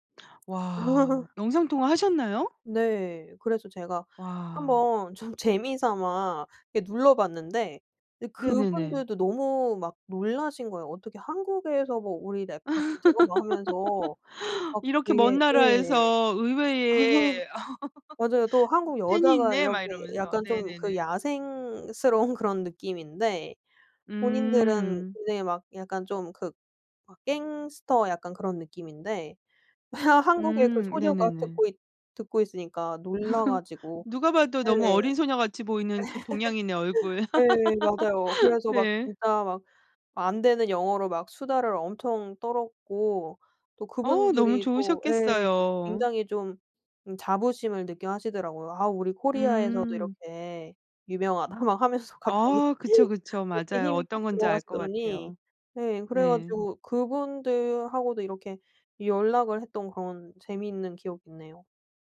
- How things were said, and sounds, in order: laugh; tapping; laughing while speaking: "좀"; other background noise; laugh; laugh; laughing while speaking: "야생스러운"; laugh; laugh; laugh; laughing while speaking: "하면서 갑자기"
- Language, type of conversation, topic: Korean, podcast, 미디어(라디오, TV, 유튜브)가 너의 음악 취향을 어떻게 만들었어?